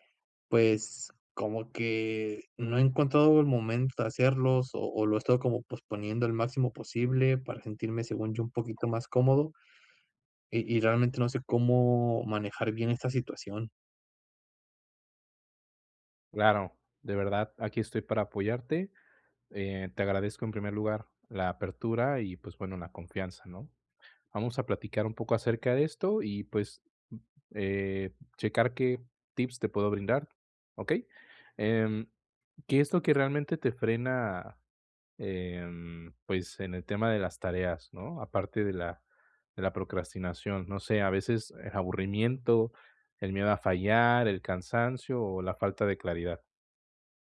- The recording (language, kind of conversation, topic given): Spanish, advice, ¿Cómo puedo dejar de procrastinar y crear mejores hábitos?
- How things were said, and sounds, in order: none